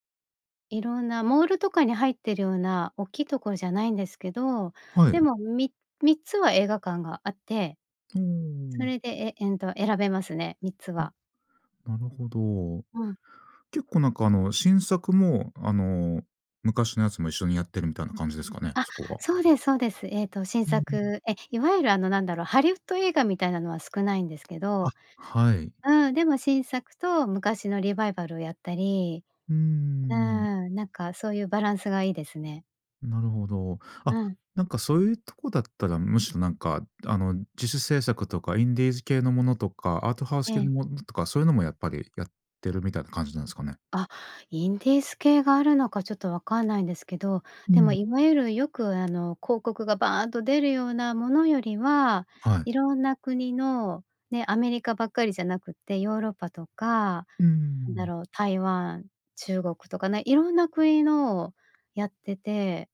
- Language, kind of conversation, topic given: Japanese, podcast, 映画は映画館で観るのと家で観るのとでは、どちらが好きですか？
- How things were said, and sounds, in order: none